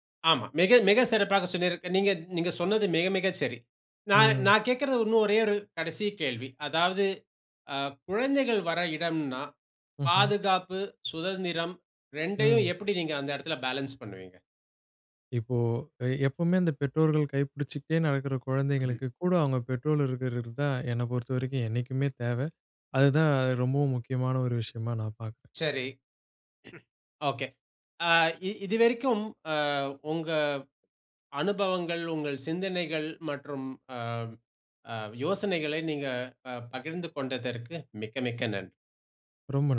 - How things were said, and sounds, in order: other background noise; throat clearing
- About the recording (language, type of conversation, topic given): Tamil, podcast, பொதுப் பகுதியை அனைவரும் எளிதாகப் பயன்படுத்தக்கூடியதாக நீங்கள் எப்படி அமைப்பீர்கள்?